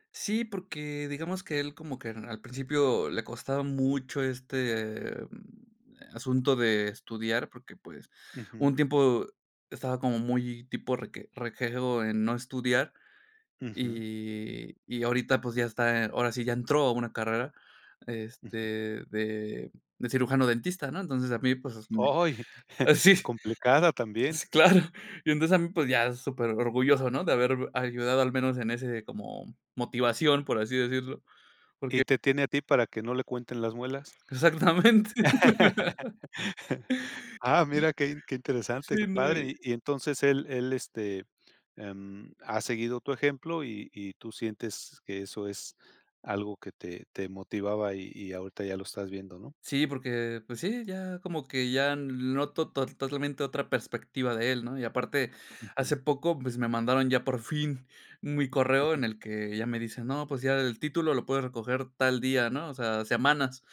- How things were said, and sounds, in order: chuckle; laugh
- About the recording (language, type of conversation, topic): Spanish, podcast, ¿Quién fue la persona que más te guió en tu carrera y por qué?
- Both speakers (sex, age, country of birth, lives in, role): male, 30-34, Mexico, Mexico, guest; male, 60-64, Mexico, Mexico, host